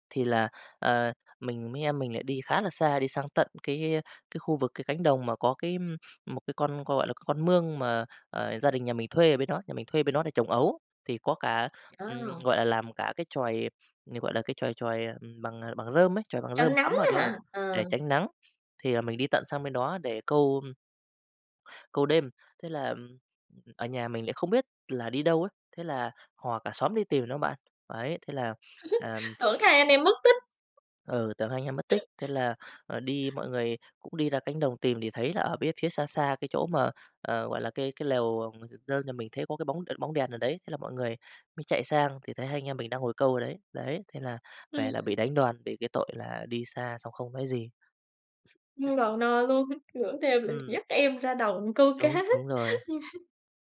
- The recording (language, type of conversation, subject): Vietnamese, podcast, Kỉ niệm nào gắn liền với một sở thích thời thơ ấu của bạn?
- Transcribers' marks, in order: tapping; other background noise; laugh; laugh; laughing while speaking: "luôn"; laugh